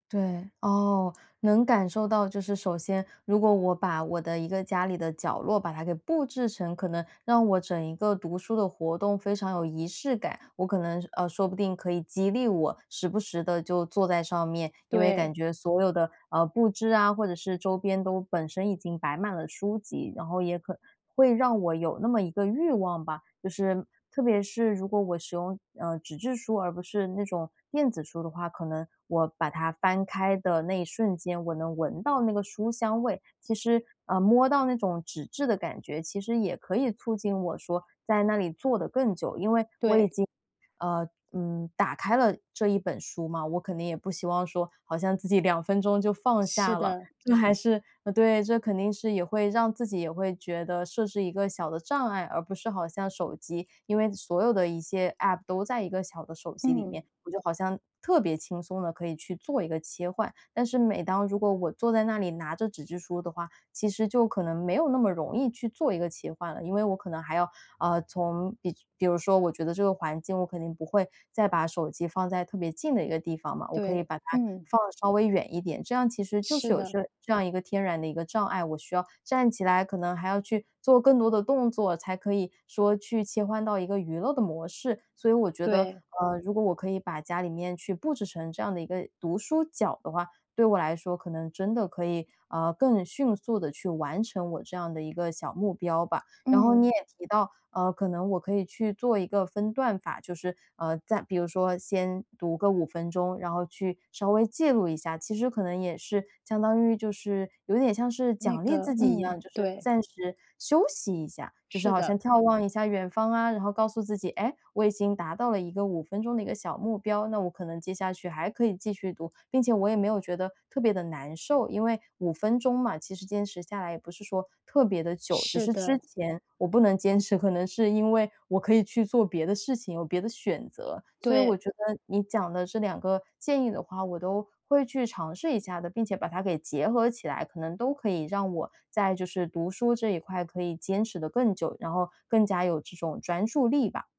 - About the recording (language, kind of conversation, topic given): Chinese, advice, 读书时总是注意力分散，怎样才能专心读书？
- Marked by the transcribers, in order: laughing while speaking: "自己"